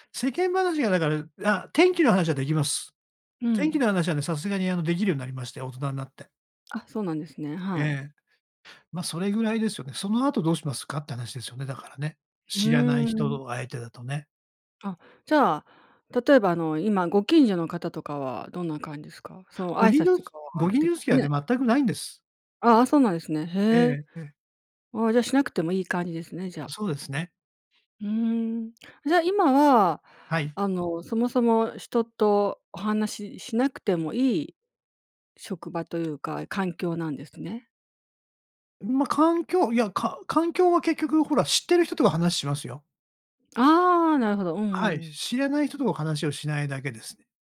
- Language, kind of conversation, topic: Japanese, advice, 社交の場で緊張して人と距離を置いてしまうのはなぜですか？
- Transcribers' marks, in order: none